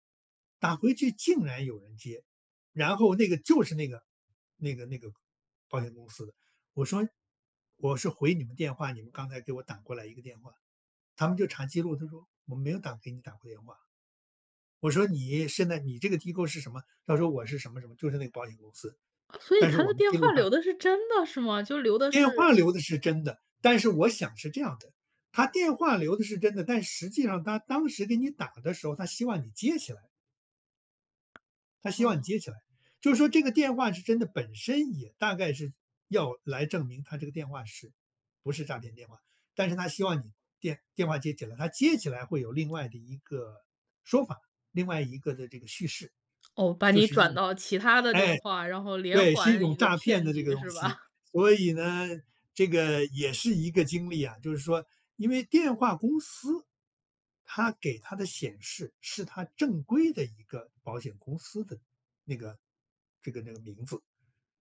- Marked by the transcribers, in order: other background noise
- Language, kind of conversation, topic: Chinese, podcast, 遇到网络诈骗时，你通常会怎么应对？